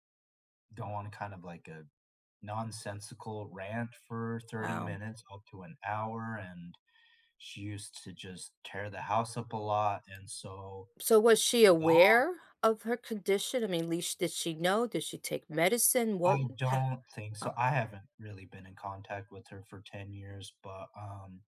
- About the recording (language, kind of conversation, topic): English, unstructured, How do you feel when others don’t respect your past experiences?
- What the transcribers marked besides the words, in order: tapping